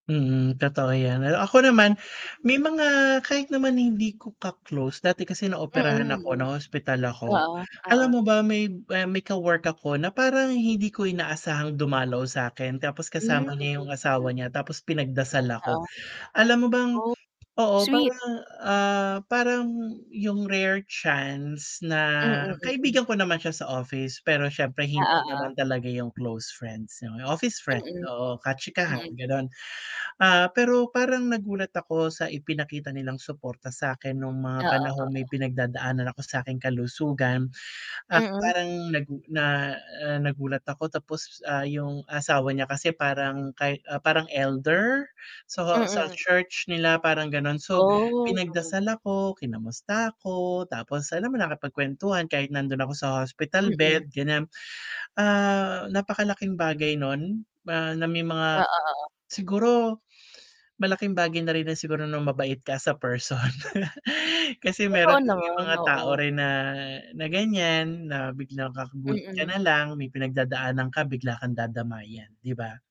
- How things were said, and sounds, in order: static; distorted speech; in English: "rare chance"; tapping; laughing while speaking: "person"
- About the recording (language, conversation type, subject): Filipino, unstructured, Paano mo ipinapakita ang suporta sa isang kaibigang may pinagdadaanan?